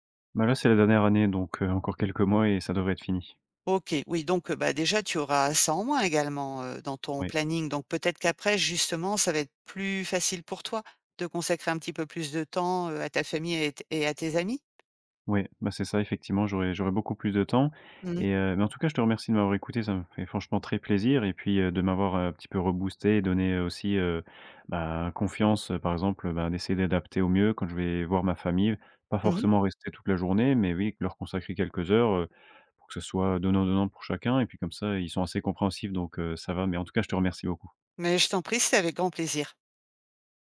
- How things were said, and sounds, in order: tapping
- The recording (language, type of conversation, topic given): French, advice, Pourquoi est-ce que je me sens coupable vis-à-vis de ma famille à cause du temps que je consacre à d’autres choses ?